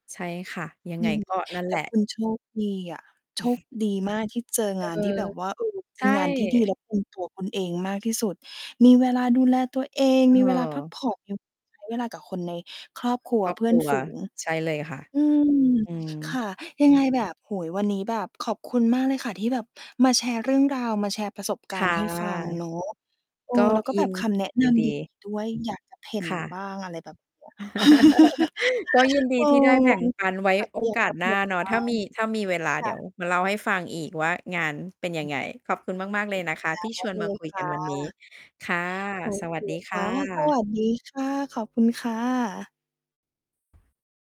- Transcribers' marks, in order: distorted speech; chuckle; mechanical hum; drawn out: "ค่ะ"; chuckle; laugh; unintelligible speech
- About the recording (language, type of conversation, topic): Thai, podcast, งานแบบไหนที่ทำให้คุณรู้สึกว่าได้เป็นตัวเองมากที่สุด?